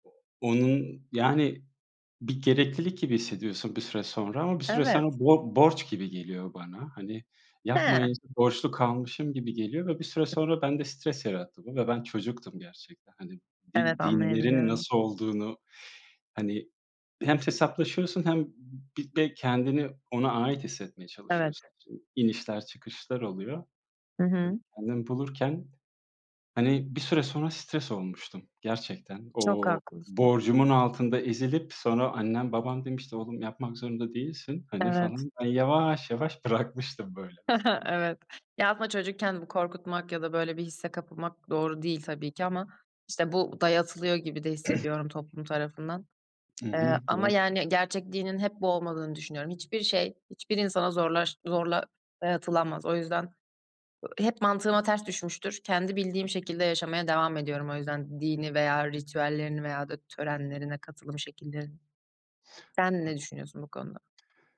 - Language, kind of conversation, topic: Turkish, unstructured, Dini törenlerde en çok hangi duyguları yaşıyorsun?
- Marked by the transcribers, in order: tapping; other background noise; chuckle; throat clearing; other noise